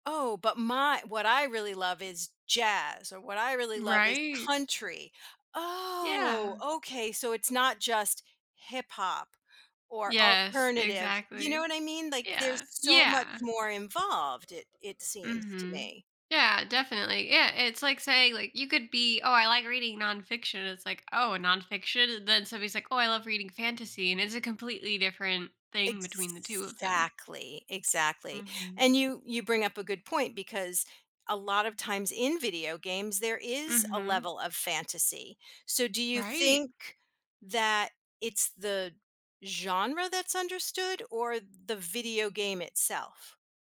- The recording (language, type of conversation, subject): English, unstructured, Why do some hobbies get a bad reputation or are misunderstood by others?
- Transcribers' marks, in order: drawn out: "Oh"; other background noise